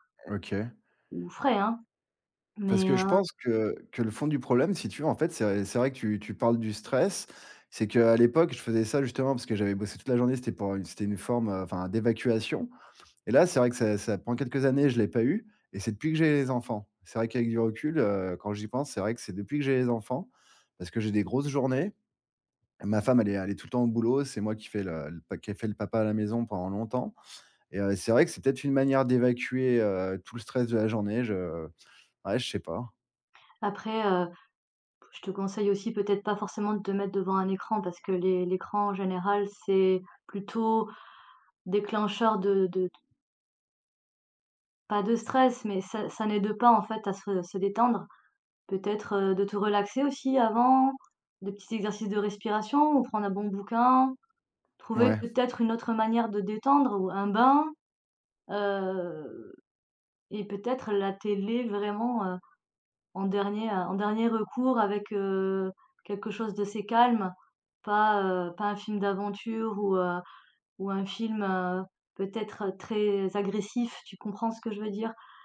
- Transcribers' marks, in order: tapping; drawn out: "Heu"
- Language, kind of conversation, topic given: French, advice, Comment puis-je remplacer le grignotage nocturne par une habitude plus saine ?